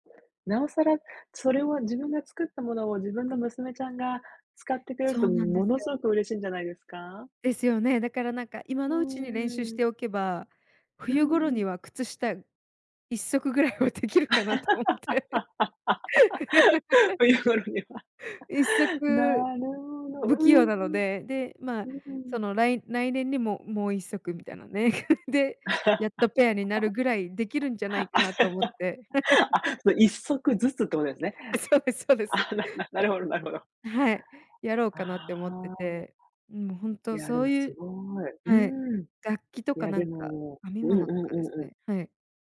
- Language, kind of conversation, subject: Japanese, unstructured, 趣味をしているとき、いちばん楽しい瞬間はいつですか？
- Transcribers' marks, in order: laugh; laughing while speaking: "ぐらいはできるかなと思って"; laughing while speaking: "冬頃には"; laugh; laugh; laugh